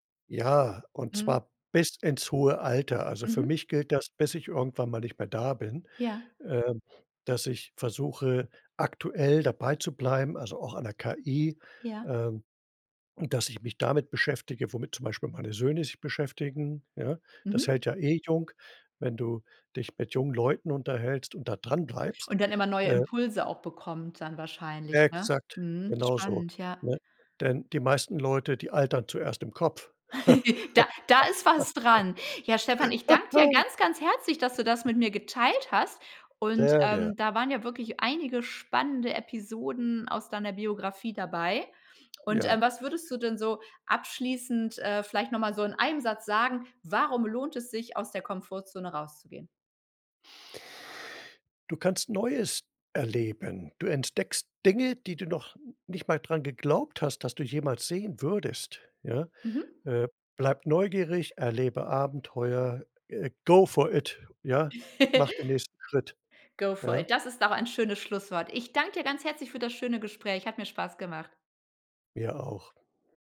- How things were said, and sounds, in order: stressed: "bis"; chuckle; laugh; other background noise; in English: "go for it"; giggle; in English: "Go for it"
- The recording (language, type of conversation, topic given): German, podcast, Welche Erfahrung hat dich aus deiner Komfortzone geholt?